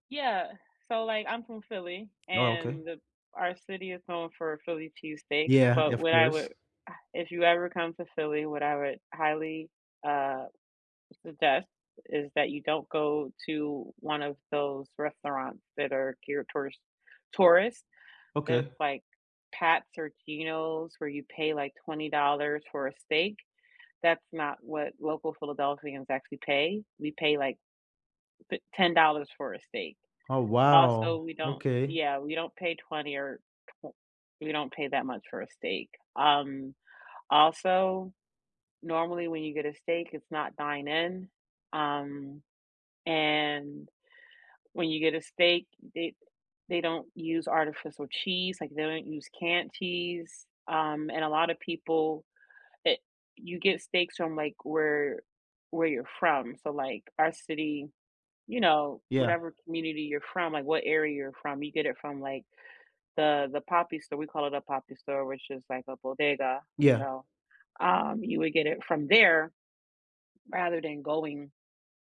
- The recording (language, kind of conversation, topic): English, unstructured, What is the best hidden gem in your hometown, why is it special to you, and how did you discover it?
- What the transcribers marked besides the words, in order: other background noise; "artificial" said as "artifisial"